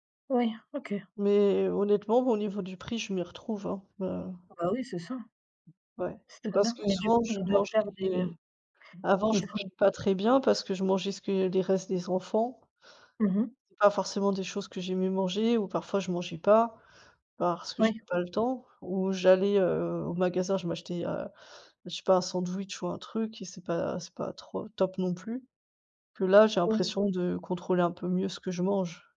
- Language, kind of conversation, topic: French, unstructured, En quoi les applications de livraison ont-elles changé votre façon de manger ?
- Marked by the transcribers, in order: other background noise